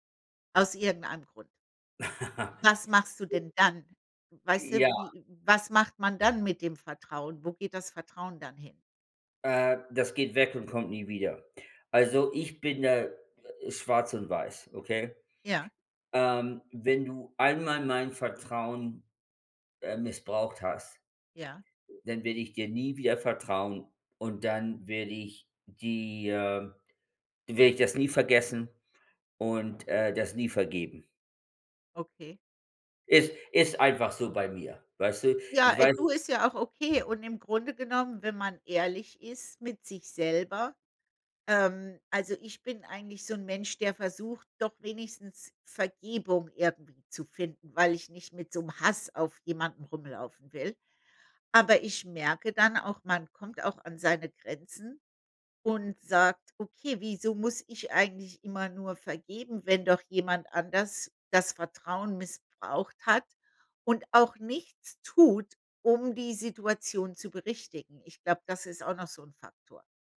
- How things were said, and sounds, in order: chuckle; other background noise
- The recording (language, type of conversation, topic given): German, unstructured, Wie kann man Vertrauen in einer Beziehung aufbauen?